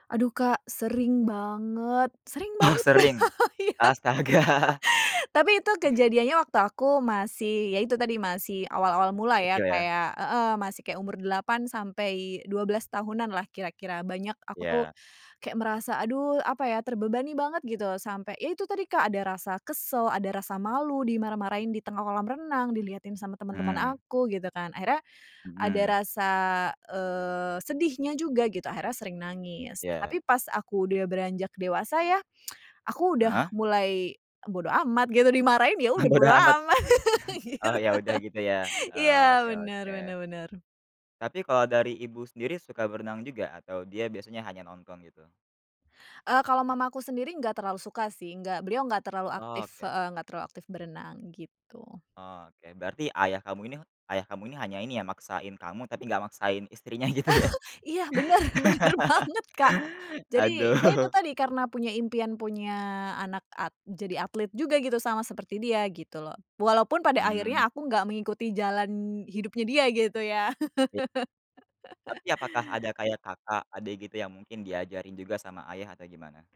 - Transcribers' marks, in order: laughing while speaking: "Kak, iya"; laughing while speaking: "Astaga"; lip smack; laughing while speaking: "Bodo amat"; throat clearing; laughing while speaking: "amat gitu"; chuckle; laughing while speaking: "bener bener banget, Kak"; laughing while speaking: "gitu ya"; laugh; chuckle; laugh
- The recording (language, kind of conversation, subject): Indonesian, podcast, Bisakah kamu menceritakan salah satu pengalaman masa kecil yang tidak pernah kamu lupakan?